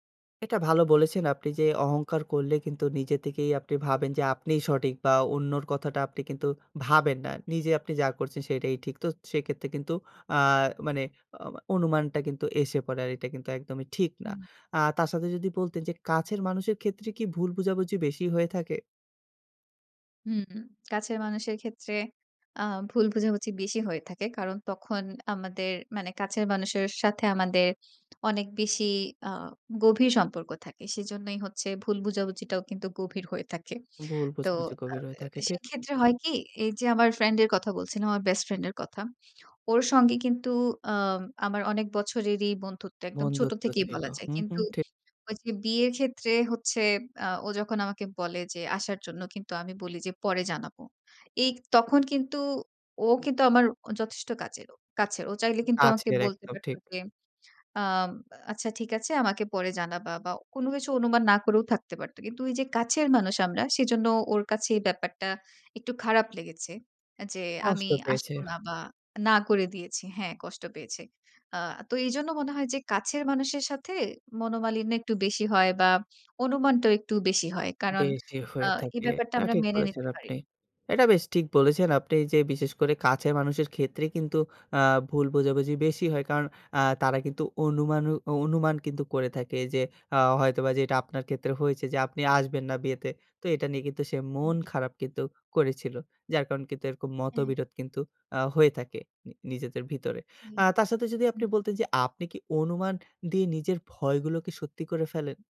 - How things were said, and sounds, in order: none
- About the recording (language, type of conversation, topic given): Bengali, podcast, পরস্পরকে আন্দাজ করে নিলে ভুল বোঝাবুঝি কেন বাড়ে?